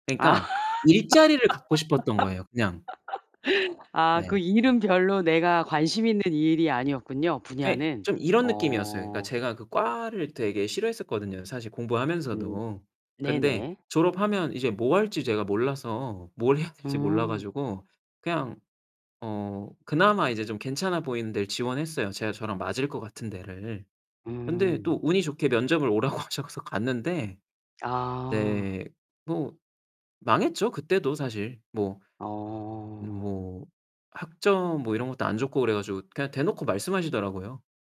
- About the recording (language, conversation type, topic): Korean, advice, 면접 불안 때문에 일자리 지원을 주저하시나요?
- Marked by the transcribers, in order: laugh; other background noise; tapping; laughing while speaking: "해야"; laughing while speaking: "오라고 하셔서"